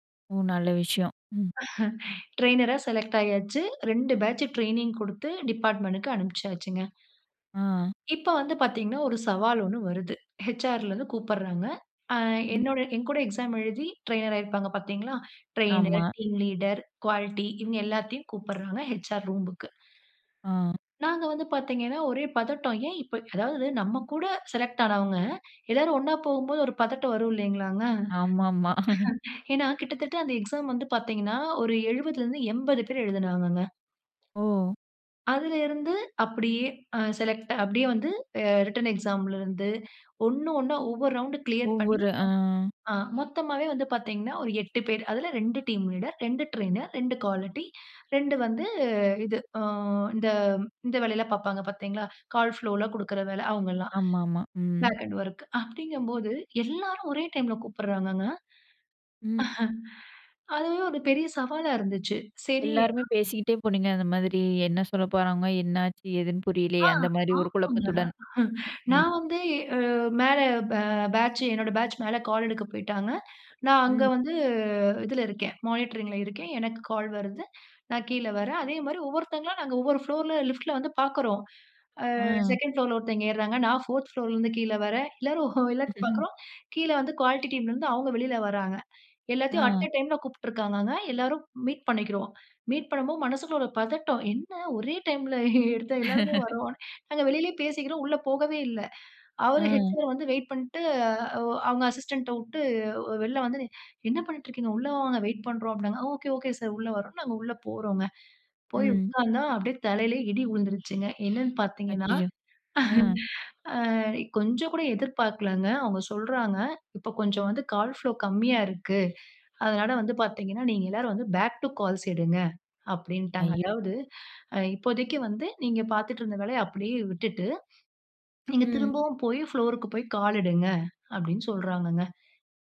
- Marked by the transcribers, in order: chuckle; in English: "ட்ரெய்னரா செலெக்ட்"; in English: "பேட்ச் டிரெய்னிங்"; in English: "டிபார்ட்மென்ட்"; in English: "ஹெச்.ஆர்.ல"; in English: "டிரெய்னர்"; in English: "டிரெய்னர், டீம் லீடர், குவாலிட்டி"; in English: "ஹெச்.ஆர். ரூம்புக்கு"; in English: "செலக்ட்"; chuckle; in English: "செலக்ட்"; in English: "ரிட்டர்ன் எக்ஸாம்"; inhale; in English: "ரவுண்ட் கிளியர்"; other background noise; in English: "டீம் லீடர்"; in English: "ட்ரெய்னர்"; in English: "குவாலிட்டி"; inhale; in English: "கால் ஃப்ளோல"; in English: "பேக் அன்டு ஒர்க்"; chuckle; sigh; in English: "பேட்ச்"; in English: "பேட்ச்"; in English: "மானிட்டரிங்"; inhale; in English: "புளோர்ல லிஃப்ட்ல"; breath; chuckle; breath; in English: "குவாலிட்டி டீம்"; breath; in English: "அட் அ டைம்"; breath; laugh; sigh; inhale; in English: "ஹெச்.ஆர்"; in English: "அசிஸ்டன்ட்"; inhale; chuckle; in English: "கால் ஃப்ளோ"; in English: "பேக் டூ கால்ஸ்"; inhale; swallow
- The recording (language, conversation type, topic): Tamil, podcast, நீங்கள் வாழ்க்கையின் நோக்கத்தை எப்படிக் கண்டுபிடித்தீர்கள்?